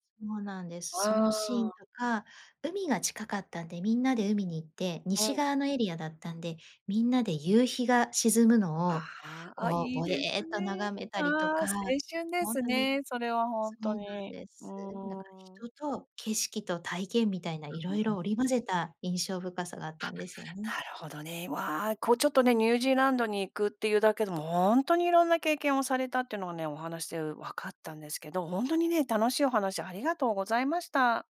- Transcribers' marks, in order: none
- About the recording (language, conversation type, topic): Japanese, podcast, 初めて一人で旅をしたときの思い出を聞かせてください?